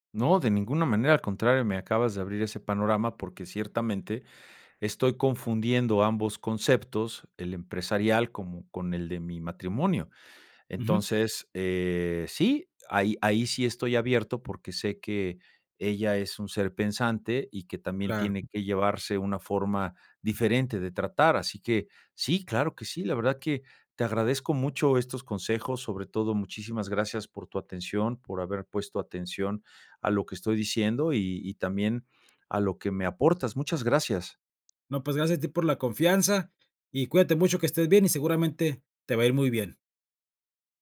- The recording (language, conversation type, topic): Spanish, advice, ¿Cómo puedo manejar la fatiga y la desmotivación después de un fracaso o un retroceso?
- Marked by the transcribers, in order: other background noise